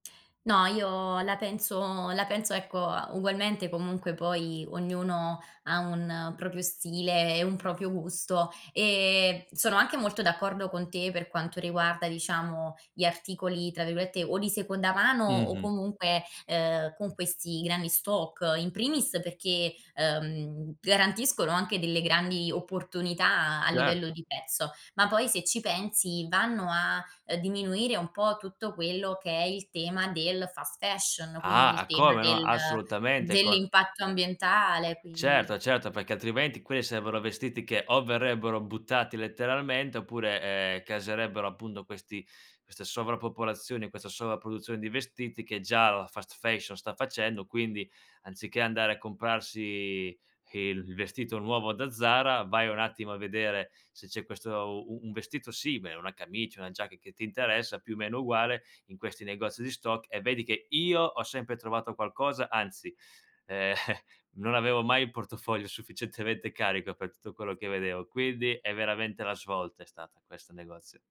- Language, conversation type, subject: Italian, podcast, Cosa raccontano i tuoi vestiti della tua storia personale?
- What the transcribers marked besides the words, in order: chuckle; other background noise